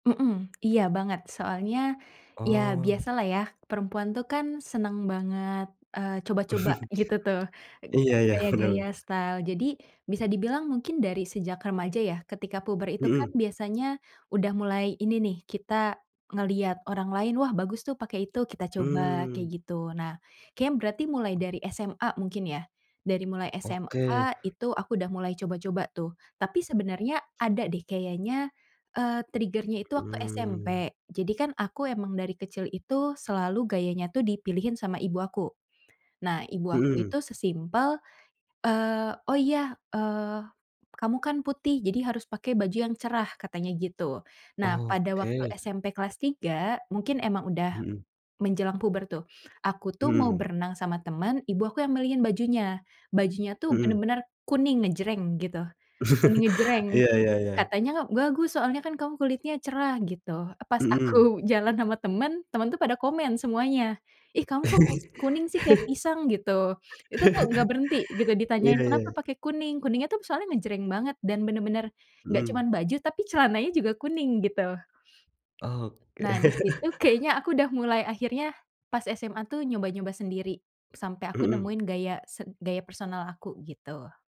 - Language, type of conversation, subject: Indonesian, podcast, Bagaimana kamu pertama kali menemukan gaya pribadimu?
- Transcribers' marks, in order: tapping; other background noise; chuckle; in English: "style"; chuckle; in English: "trigger-nya"; chuckle; chuckle; laugh; chuckle